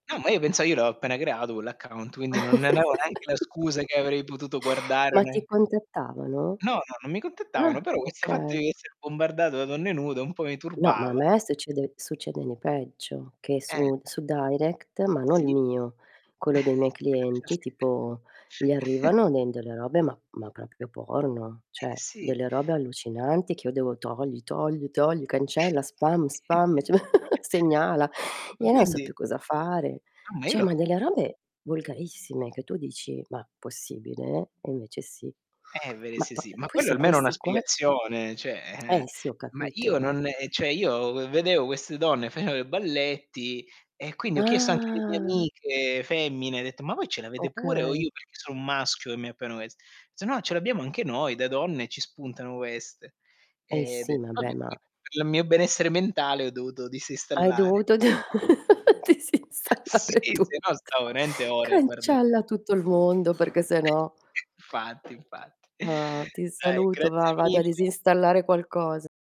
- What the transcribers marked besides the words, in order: "pensavo" said as "pensao"; laugh; tapping; chuckle; unintelligible speech; chuckle; "cioè" said as "ceh"; distorted speech; other background noise; unintelligible speech; laughing while speaking: "ceh m"; "Cioè" said as "ceh"; chuckle; "Io" said as "ia"; "non" said as "na"; "Cioè" said as "ceh"; "cioè" said as "ceh"; "cioè" said as "ceh"; "vedevo" said as "vedeo"; "facevo" said as "faceo"; drawn out: "Ah"; "detto" said as "dett"; "appiano" said as "appaiono"; "queste" said as "ueste"; "detto" said as "dett"; unintelligible speech; laughing while speaking: "d disinstallare tutto"; unintelligible speech; laugh; unintelligible speech; drawn out: "Ah"
- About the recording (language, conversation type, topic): Italian, unstructured, Ti dà fastidio quanto tempo passiamo sui social?